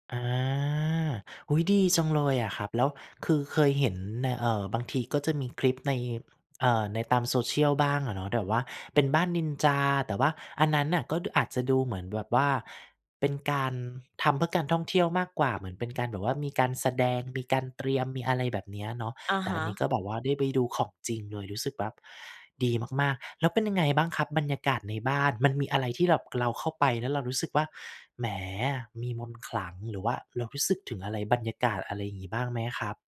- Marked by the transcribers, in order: none
- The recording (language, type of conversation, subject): Thai, podcast, ช่วยเล่าเรื่องการเดินทางคนเดียวที่ประทับใจที่สุดของคุณให้ฟังหน่อยได้ไหม?